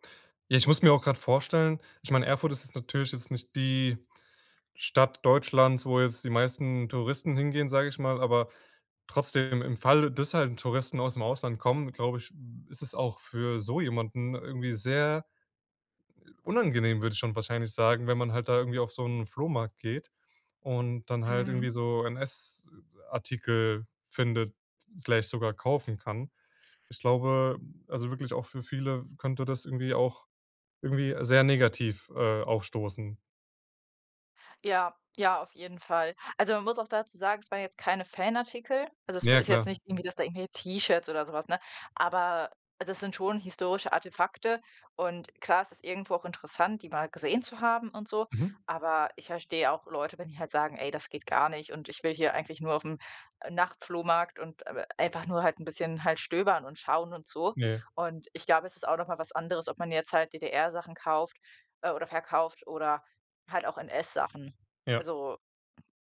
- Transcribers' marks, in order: in English: "Slash"; other background noise
- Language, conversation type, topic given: German, podcast, Was war deine ungewöhnlichste Begegnung auf Reisen?